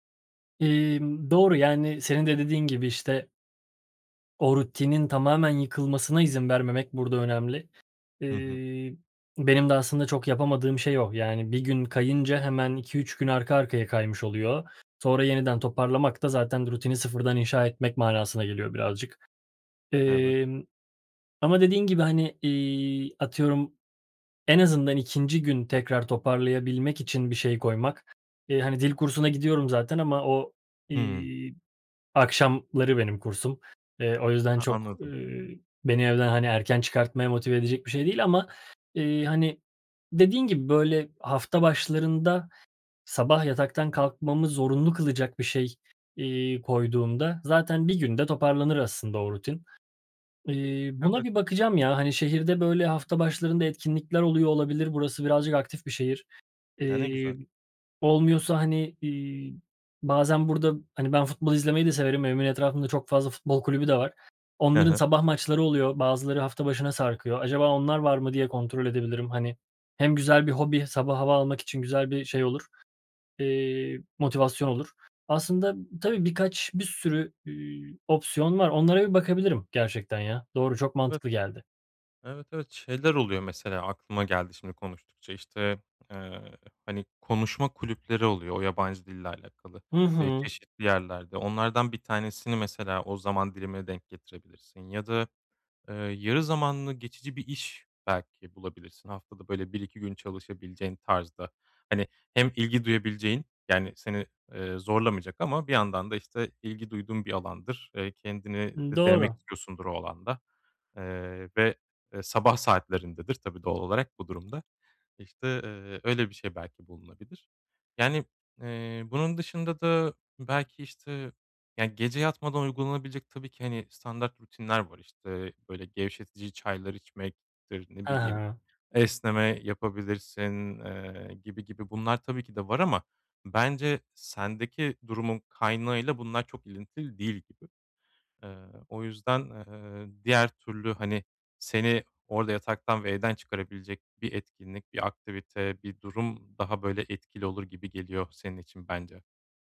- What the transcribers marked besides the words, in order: none
- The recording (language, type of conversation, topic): Turkish, advice, Uyku saatimi düzenli hale getiremiyorum; ne yapabilirim?